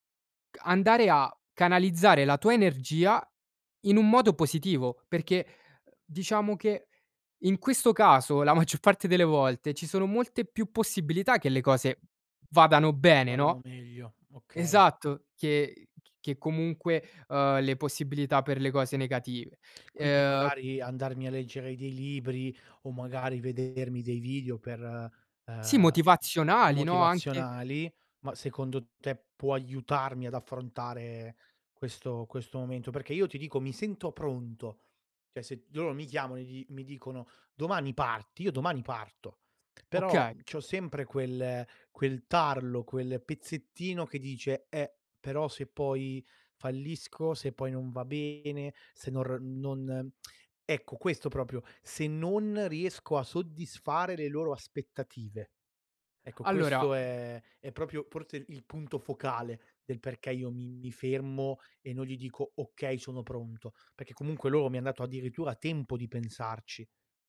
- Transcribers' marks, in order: laughing while speaking: "la maggior parte delle volte"; "Cioè" said as "ceh"; "proprio" said as "propio"
- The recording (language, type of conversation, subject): Italian, advice, Come posso affrontare la paura di fallire quando sto per iniziare un nuovo lavoro?